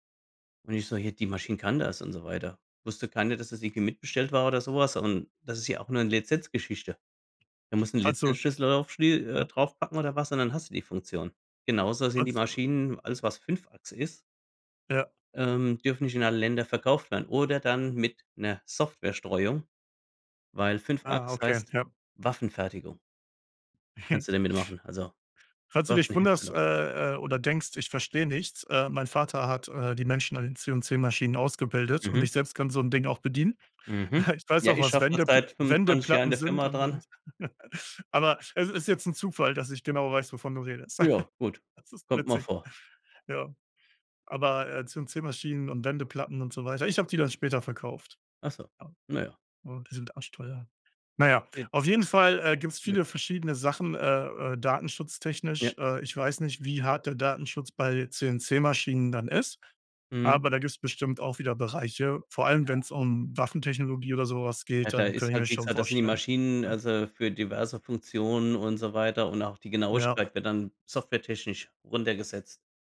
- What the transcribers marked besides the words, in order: chuckle; scoff; laugh; chuckle; laughing while speaking: "Das ist witzig"
- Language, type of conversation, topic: German, unstructured, Wie wichtig ist dir Datenschutz im Internet?